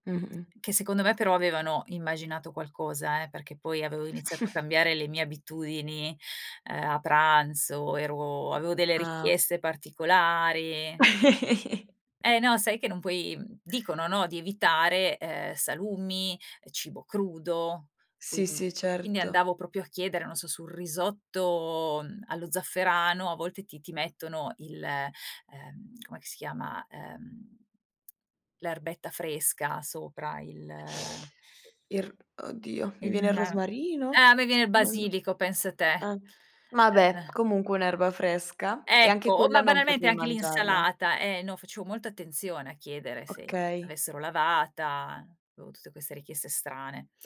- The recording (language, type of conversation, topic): Italian, podcast, Come hai comunicato il cambiamento ai colleghi e ai responsabili?
- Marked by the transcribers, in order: tapping; other background noise; snort; chuckle